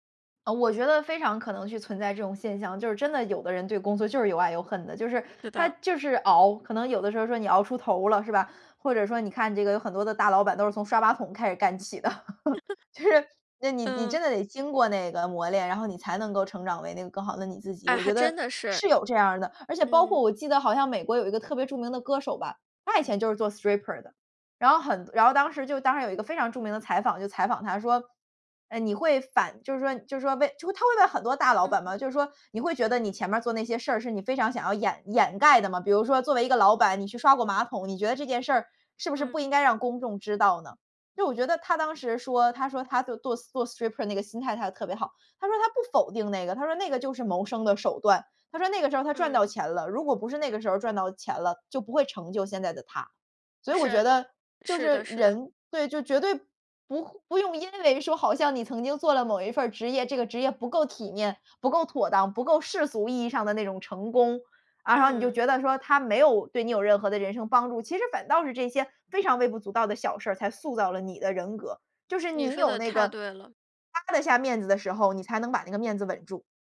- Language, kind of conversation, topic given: Chinese, podcast, 工作对你来说代表了什么？
- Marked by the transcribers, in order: laughing while speaking: "的。就是"; laugh; other background noise; in English: "stripper"; in English: "stri"; in English: "stripper"